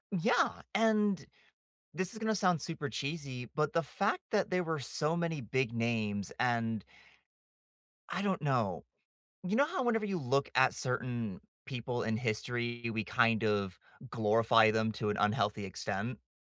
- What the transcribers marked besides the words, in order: none
- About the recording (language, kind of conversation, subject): English, unstructured, Which era or historical event have you been exploring recently, and what drew you to it?